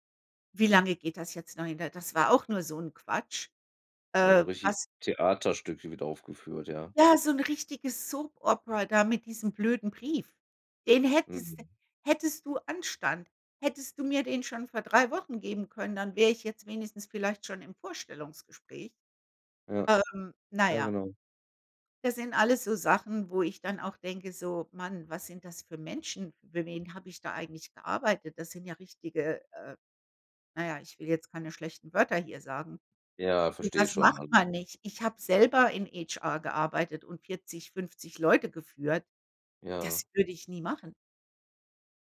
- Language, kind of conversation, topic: German, unstructured, Wie gehst du mit schlechtem Management um?
- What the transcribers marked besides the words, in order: in English: "Soap Opera"